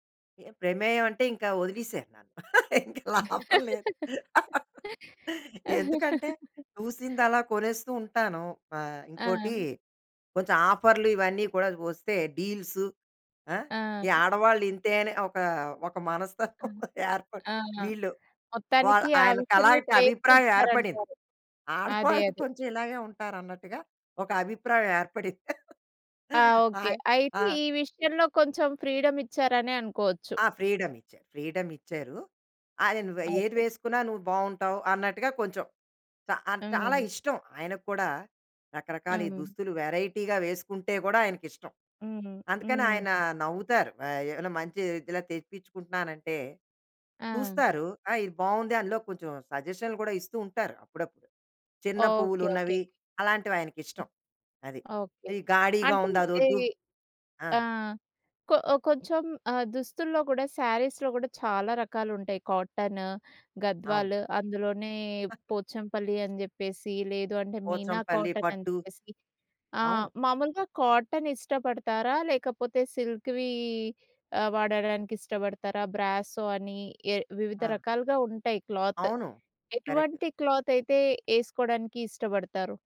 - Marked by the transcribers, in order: other noise; laugh; laughing while speaking: "ఇంకా లాభం లేదు. ఎందుకంటే"; laughing while speaking: "మనస్తత్వం ఏర్పడి"; chuckle; tapping; chuckle; other background noise; in English: "శారీస్‌లో"; in English: "కాటన్"; in English: "సిల్క్‌వి"; in English: "క్లాత్"
- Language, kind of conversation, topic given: Telugu, podcast, మీ దుస్తులు మీ వ్యక్తిత్వాన్ని ఎలా ప్రతిబింబిస్తాయి?